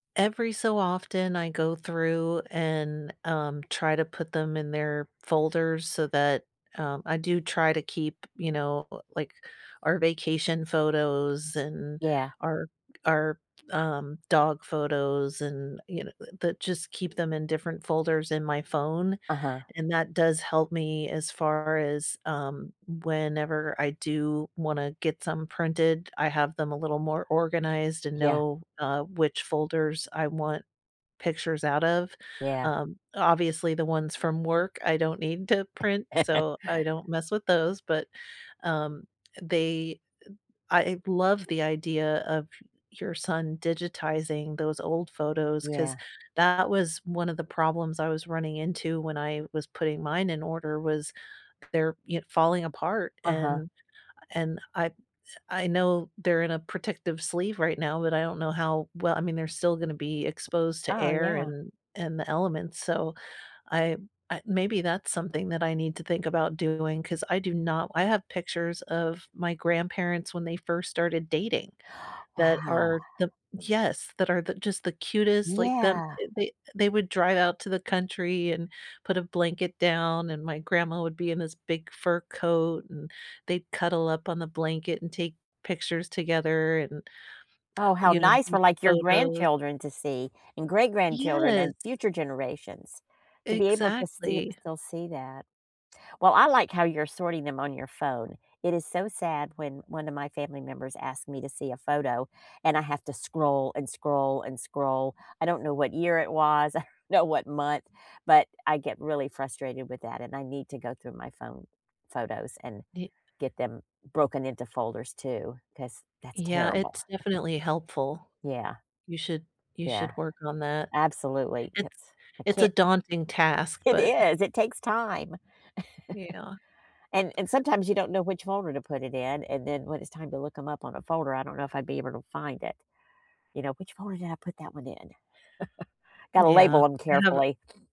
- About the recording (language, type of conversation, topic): English, unstructured, How can you keep your digital photos organized without losing the joy of your favorite memories?
- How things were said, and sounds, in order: tapping; chuckle; other background noise; gasp; lip smack; laughing while speaking: "I don't"; chuckle; laugh; chuckle